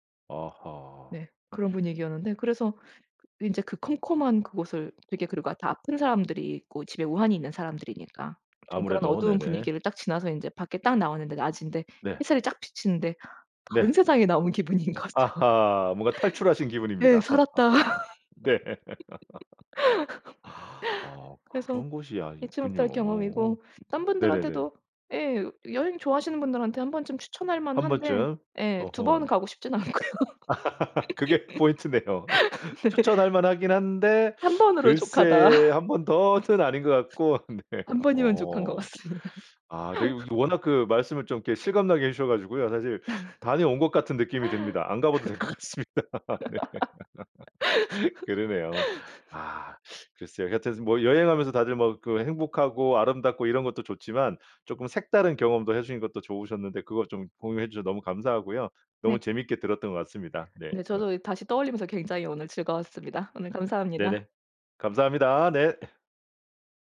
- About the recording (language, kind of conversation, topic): Korean, podcast, 잊지 못할 여행 경험이 하나 있다면 소개해주실 수 있나요?
- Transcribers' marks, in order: other background noise; tapping; laugh; laughing while speaking: "네"; laughing while speaking: "다른 세상에 나온 기분인 거죠"; laugh; laugh; laugh; laughing while speaking: "그게 포인트네요"; laugh; laughing while speaking: "가고 싶진 않고요. 네"; laugh; laugh; laughing while speaking: "한 번이면 족한 것 같습니다"; laugh; laugh; laughing while speaking: "될 것 같습니다. 네"; laugh; laugh; laugh